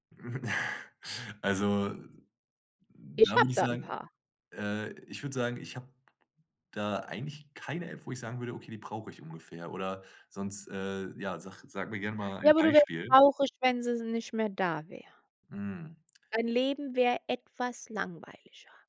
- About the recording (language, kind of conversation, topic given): German, podcast, Wie gehst du mit ständigen Smartphone-Ablenkungen um?
- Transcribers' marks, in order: chuckle